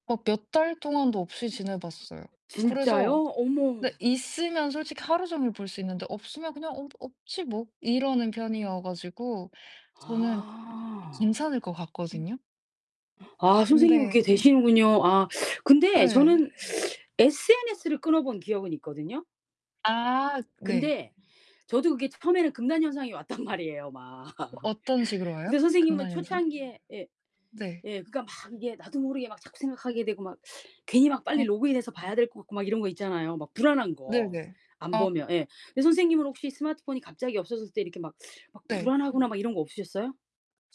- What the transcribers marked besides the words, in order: distorted speech; other background noise; unintelligible speech; gasp; laughing while speaking: "왔단"; laughing while speaking: "막"; laugh; background speech
- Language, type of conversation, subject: Korean, unstructured, 요즘 사람들이 스마트폰에 너무 의존하는 것 같나요?